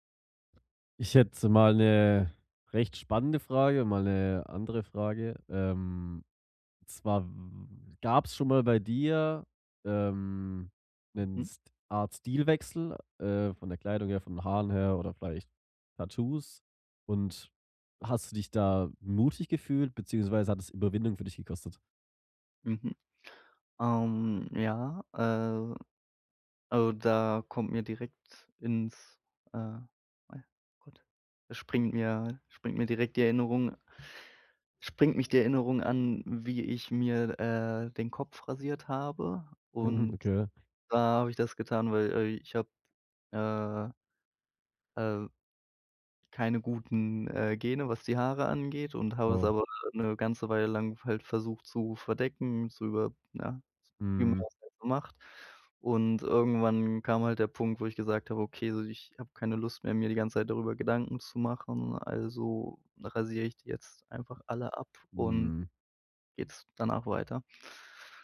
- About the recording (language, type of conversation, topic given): German, podcast, Was war dein mutigster Stilwechsel und warum?
- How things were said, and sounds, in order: none